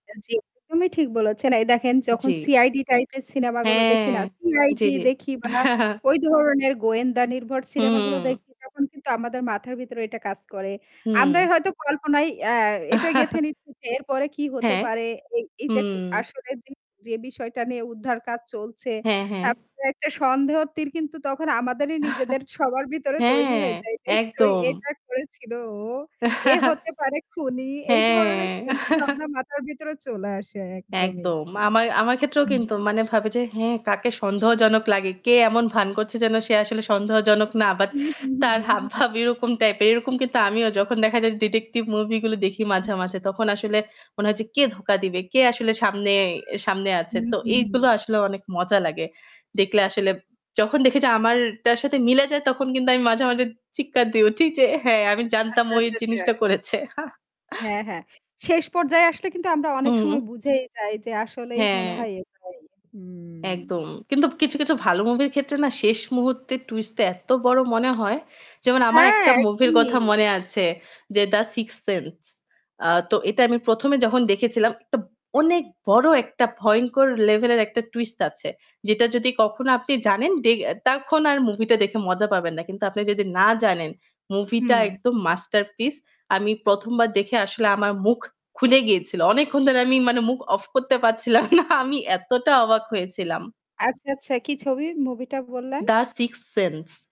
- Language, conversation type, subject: Bengali, unstructured, কোন ধরনের সিনেমা দেখতে আপনার সবচেয়ে বেশি ভালো লাগে?
- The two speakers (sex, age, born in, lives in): female, 25-29, Bangladesh, Finland; female, 35-39, Bangladesh, Bangladesh
- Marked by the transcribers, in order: static; chuckle; chuckle; chuckle; chuckle; chuckle; laughing while speaking: "হাবভাব এরকম টাইপ এর"; laughing while speaking: "যে হ্যাঁ আমি জানতাম ও এই জিনিসটা করেছে"; chuckle; drawn out: "হুম"; other background noise; laughing while speaking: "পারছিলাম না"; tapping